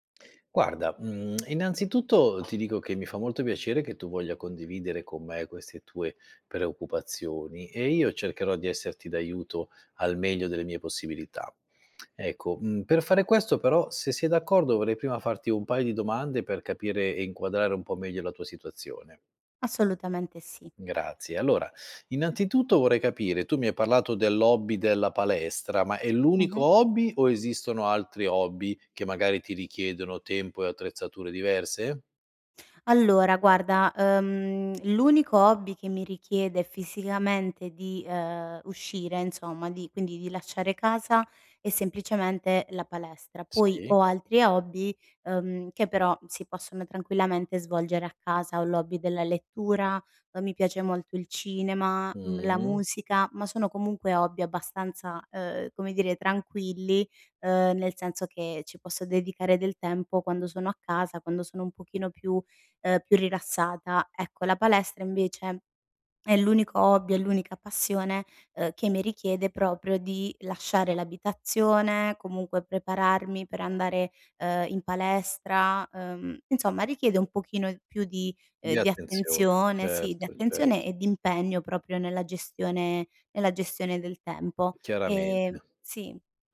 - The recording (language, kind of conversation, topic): Italian, advice, Come posso trovare tempo per i miei hobby quando lavoro e ho una famiglia?
- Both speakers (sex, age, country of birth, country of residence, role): female, 30-34, Italy, Italy, user; male, 50-54, Italy, Italy, advisor
- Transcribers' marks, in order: lip smack; other background noise; "proprio" said as "propio"; "proprio" said as "propio"